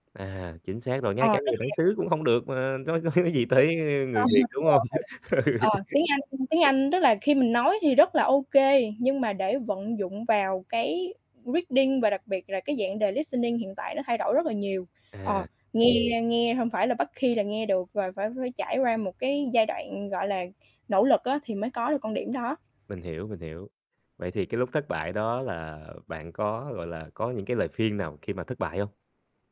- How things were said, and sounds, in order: other background noise; distorted speech; static; laughing while speaking: "nói"; laughing while speaking: "ờ, đúng rồi"; chuckle; laughing while speaking: "Ừ"; in English: "reading"; in English: "listening"; in English: "key"; tapping
- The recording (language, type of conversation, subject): Vietnamese, podcast, Bạn cân bằng giữa đam mê và thực tế tài chính như thế nào?